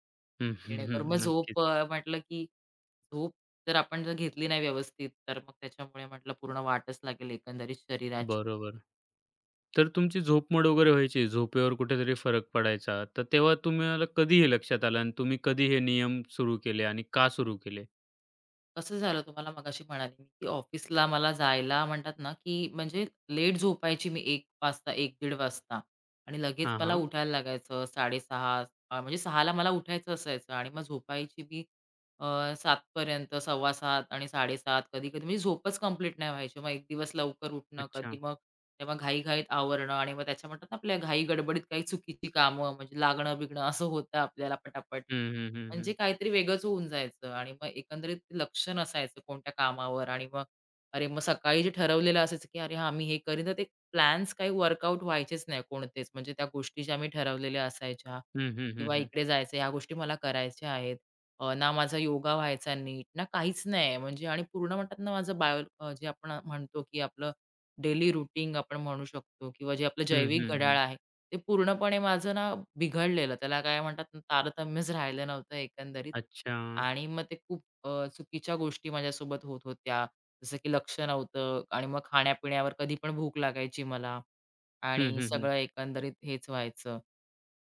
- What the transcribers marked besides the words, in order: chuckle; tapping; other background noise; in English: "वर्कआउट"; in English: "रूटीन"; laughing while speaking: "राहिलं"
- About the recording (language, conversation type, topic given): Marathi, podcast, सकाळी तुम्ही फोन आणि समाजमाध्यमांचा वापर कसा आणि कोणत्या नियमांनुसार करता?